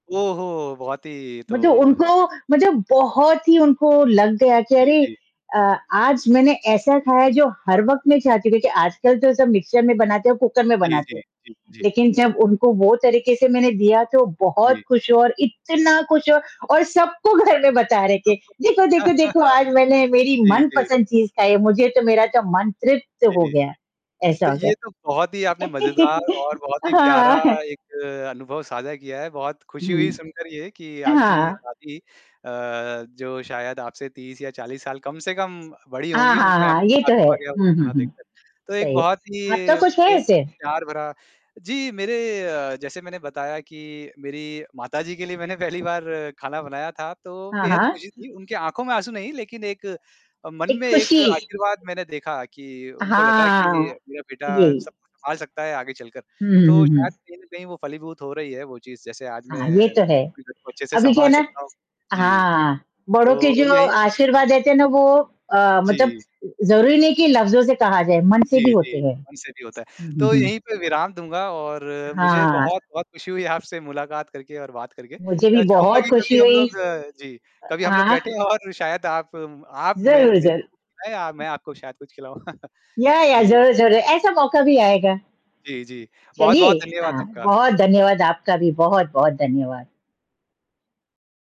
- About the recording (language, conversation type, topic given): Hindi, unstructured, क्या आपको कभी खाना बनाकर किसी को चौंकाना पसंद है?
- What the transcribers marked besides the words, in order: static; distorted speech; in English: "मिक्सर"; unintelligible speech; chuckle; chuckle; other background noise; other noise; in English: "या या"; chuckle